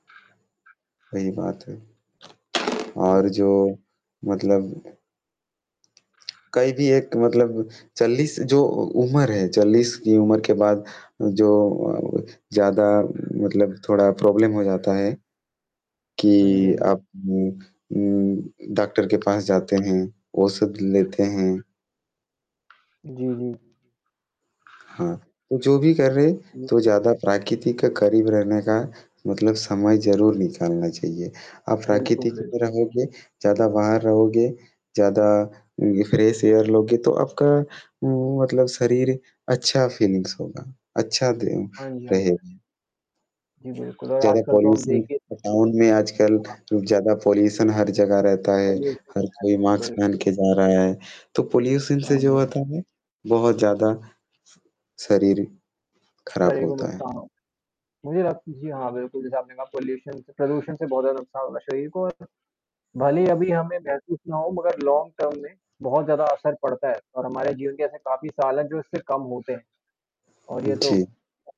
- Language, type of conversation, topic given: Hindi, unstructured, आप अपनी सेहत का ख्याल कैसे रखते हैं?
- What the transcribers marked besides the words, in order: static; other background noise; distorted speech; tapping; in English: "प्रॉब्लम"; in English: "फ्रेश एयर"; in English: "फ़ीलिंग्स"; in English: "पॉल्यूशन"; in English: "पॉल्यूशन"; in English: "पॉल्यूशन"; in English: "मास्क"; in English: "पॉल्यूशन"; in English: "पॉल्यूशन"; in English: "लॉन्ग टर्म"